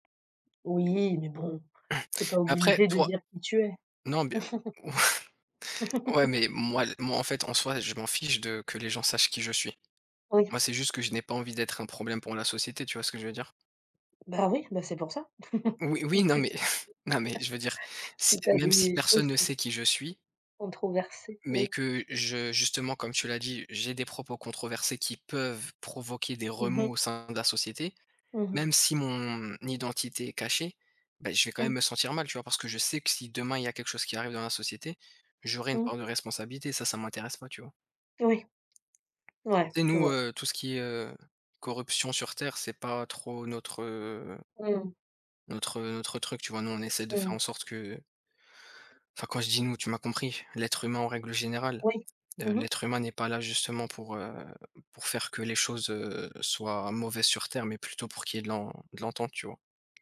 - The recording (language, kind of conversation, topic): French, unstructured, Accepteriez-vous de vivre sans liberté d’expression pour garantir la sécurité ?
- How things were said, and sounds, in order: chuckle; laugh; tapping; laugh; chuckle; laugh